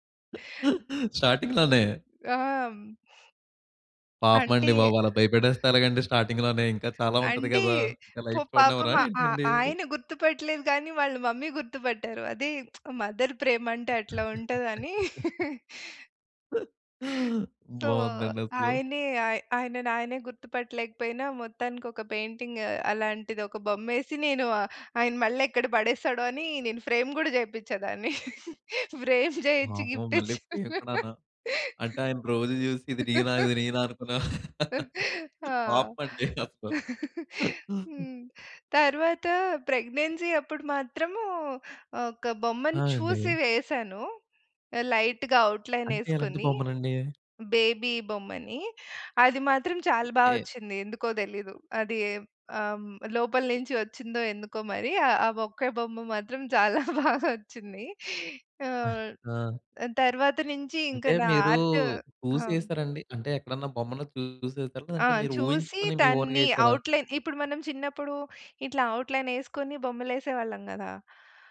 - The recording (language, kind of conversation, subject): Telugu, podcast, మీరు మీ మొదటి కళా కృతి లేదా రచనను ఇతరులతో పంచుకున్నప్పుడు మీకు ఎలా అనిపించింది?
- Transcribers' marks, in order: giggle; in English: "స్టార్టింగ్‌లోనే"; other background noise; tapping; in English: "స్టార్టింగ్‌లోనే"; in English: "లైఫ్"; in English: "మమ్మీ"; lip smack; in English: "మదర్"; giggle; chuckle; in English: "పెయింటింగ్"; in English: "ఫ్రేమ్"; laughing while speaking: "ఫ్రేమ్ చేయించి గిఫ్ట్ ఇచ్చాను"; in English: "ఫ్రేమ్"; in English: "గిఫ్ట్"; laugh; laughing while speaking: "అనుకున్నా పాపం అండి అసలు"; in English: "ప్రెగ్నెన్సీ"; in English: "లైట్‌గా"; in English: "బేబీ"; laughing while speaking: "చాలా బాగా వచ్చింది"; in English: "ఆర్ట్"; in English: "ఔట్‌లైన్"